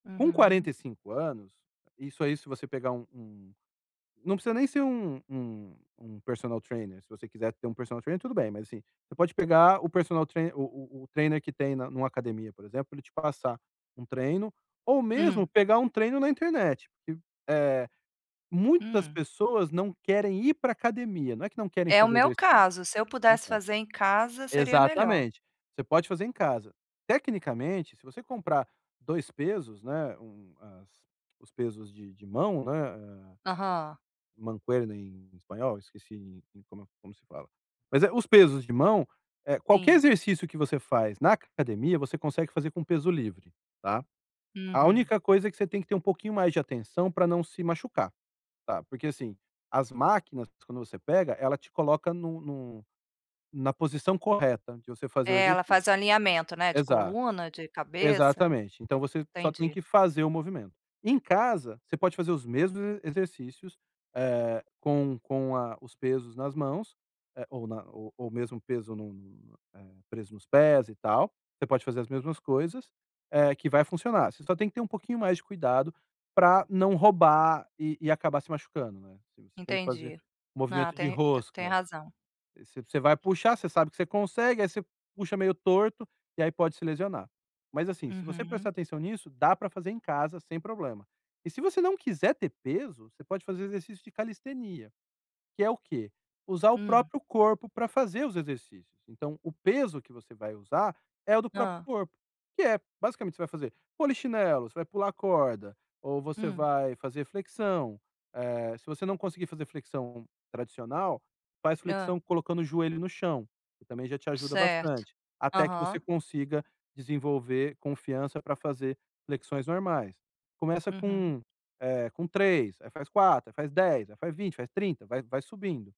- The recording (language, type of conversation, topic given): Portuguese, advice, Como posso manter a motivação e definir metas para melhorar nos treinos?
- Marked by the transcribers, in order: tapping; in English: "trainer"; unintelligible speech; in Spanish: "mancuerna"